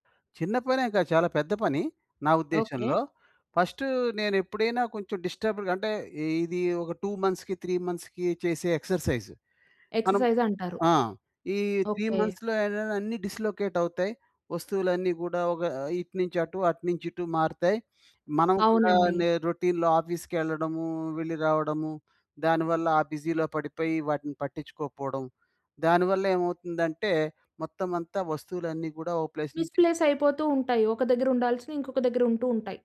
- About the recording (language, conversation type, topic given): Telugu, podcast, మీ ఇంటిని మరింత సుఖంగా మార్చుకోవడానికి మీరు చేసే అత్యంత ముఖ్యమైన పని ఏమిటి?
- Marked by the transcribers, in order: in English: "ఫస్ట్"; in English: "డిస్టర్బ్‌డ్‌గా"; in English: "టు మంత్స్‌కీ, త్రీ మంత్స్‌కీ"; in English: "ఎక్సర్సైజ్"; in English: "త్రీ మంత్స్‌లో"; sniff; in English: "రొటీన్‌లో"; in English: "బిజీలో"; in English: "ప్లేస్"; in English: "మిస్ ప్లేస్"